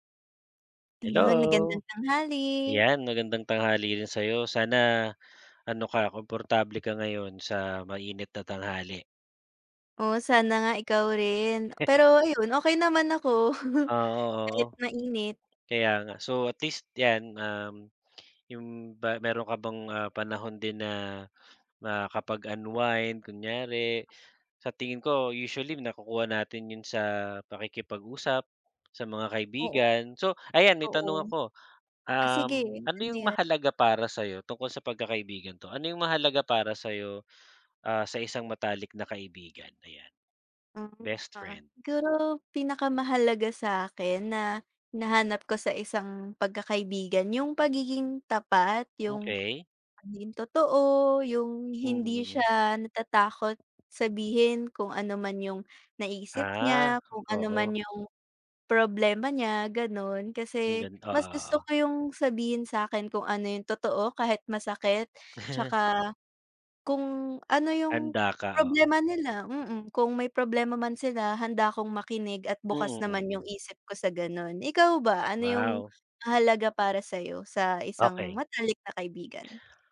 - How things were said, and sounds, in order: other background noise; chuckle; chuckle
- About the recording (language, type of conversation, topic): Filipino, unstructured, Ano ang pinakamahalaga sa iyo sa isang matalik na kaibigan?